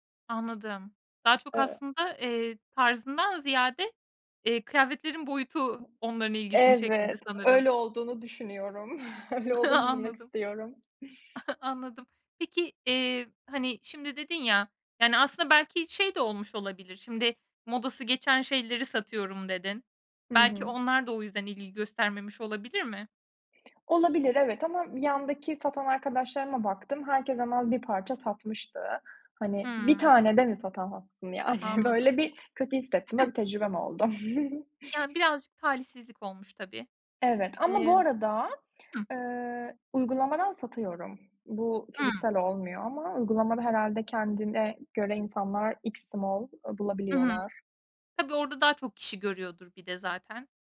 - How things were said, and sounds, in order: other noise; chuckle; other background noise; laughing while speaking: "yani?"; chuckle; tapping; in English: "extra small"
- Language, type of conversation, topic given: Turkish, podcast, Trendlerle kişisel tarzını nasıl dengeliyorsun?